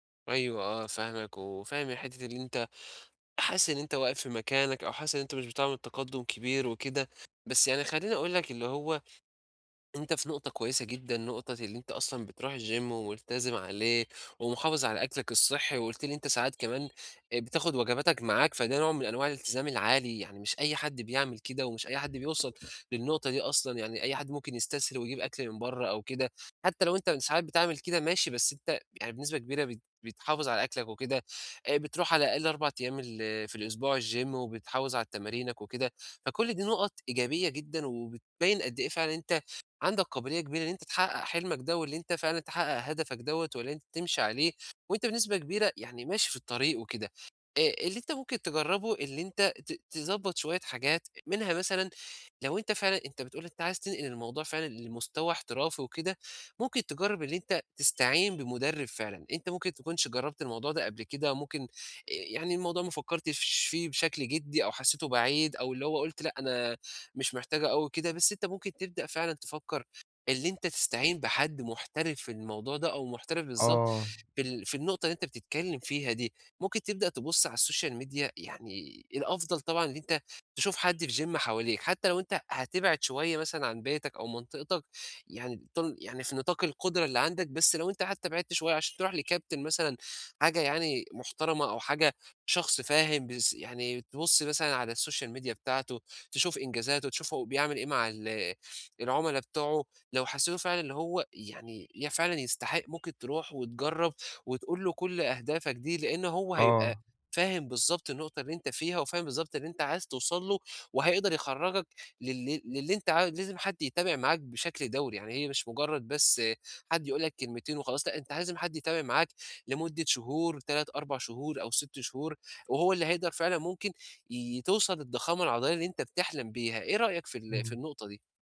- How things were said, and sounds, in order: tapping; other background noise; in English: "الgym"; horn; in English: "الgym"; in English: "السوشيال ميديا"; in English: "gym"; in English: "السوشيال ميديا"
- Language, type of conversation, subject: Arabic, advice, ازاي أحوّل هدف كبير لعادات بسيطة أقدر ألتزم بيها كل يوم؟